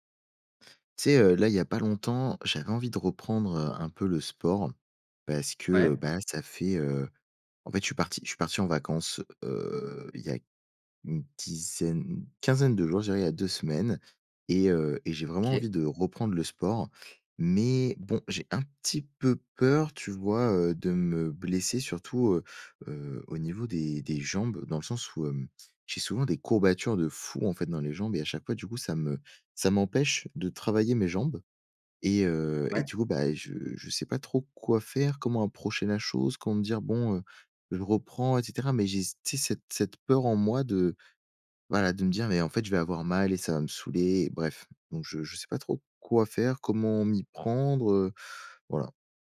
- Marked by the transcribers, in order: other background noise
- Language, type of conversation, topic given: French, advice, Comment reprendre le sport après une longue pause sans risquer de se blesser ?